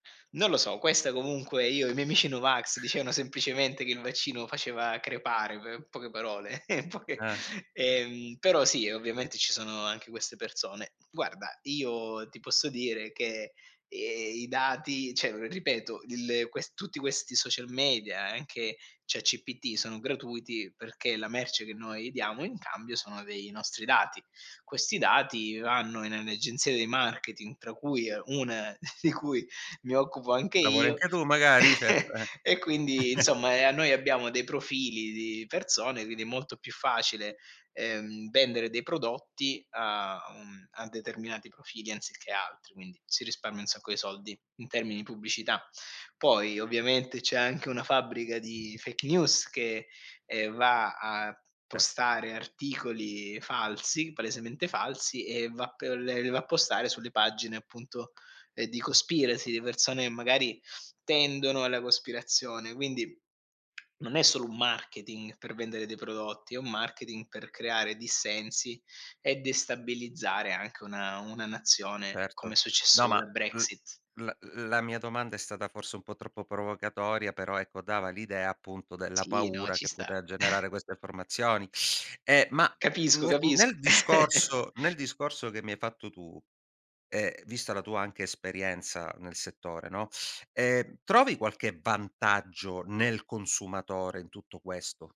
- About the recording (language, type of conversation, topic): Italian, podcast, Cosa ti preoccupa di più della privacy nel mondo digitale?
- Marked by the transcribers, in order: other background noise; tapping; chuckle; laughing while speaking: "poche"; unintelligible speech; "cioè" said as "ceh"; "ChatGPT" said as "chatCPT"; chuckle; laughing while speaking: "di cui mi occupo anche io"; chuckle; in English: "fake news"; in English: "conspiracy"; chuckle; chuckle